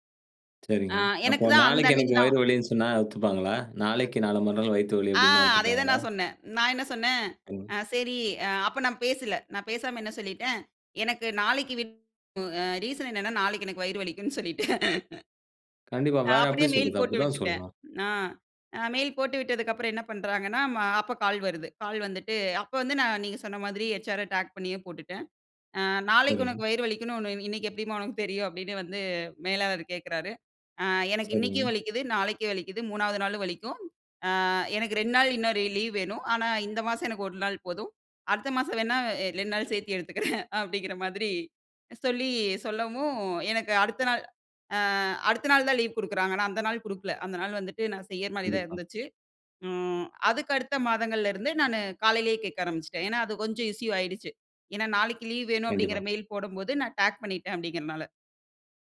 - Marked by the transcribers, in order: in English: "ரீசன்"; laughing while speaking: "வலிக்குன்னு சொல்லிட்டேன்"; in English: "டேக்"; chuckle; in English: "இஷ்யூ"; in English: "டேக்"
- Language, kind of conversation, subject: Tamil, podcast, ‘இல்லை’ சொல்ல சிரமமா? அதை எப்படி கற்றுக் கொண்டாய்?